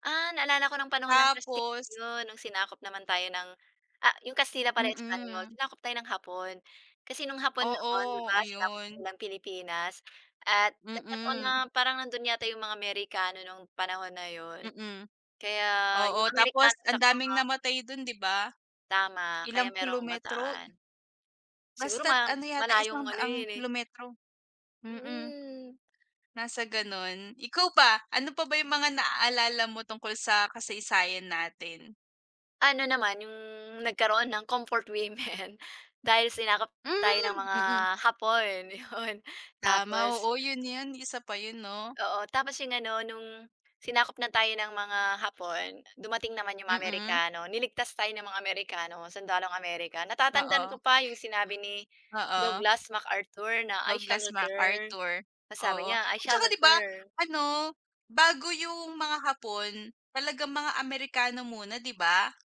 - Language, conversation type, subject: Filipino, unstructured, Ano ang unang naaalala mo tungkol sa kasaysayan ng Pilipinas?
- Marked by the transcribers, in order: other background noise; in English: "I shall return"; in English: "I shall return"